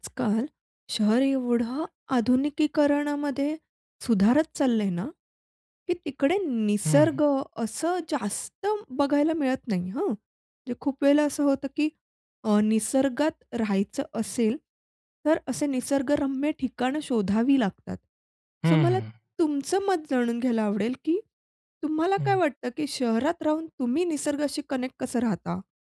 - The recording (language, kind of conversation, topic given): Marathi, podcast, शहरात राहून निसर्गाशी जोडलेले कसे राहता येईल याबद्दल तुमचे मत काय आहे?
- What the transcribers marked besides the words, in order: in English: "कनेक्ट"